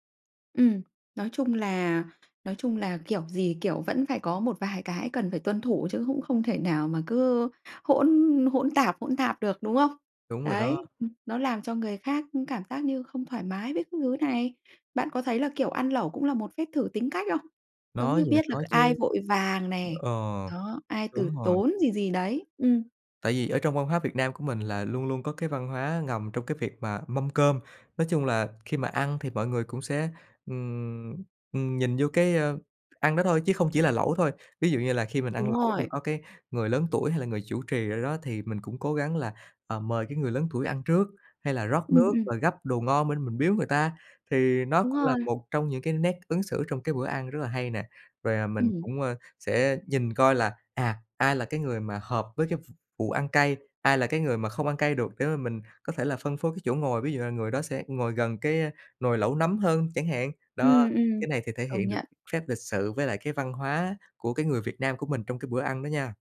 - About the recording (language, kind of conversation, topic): Vietnamese, podcast, Bạn có quy tắc nào khi ăn lẩu hay không?
- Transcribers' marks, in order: other background noise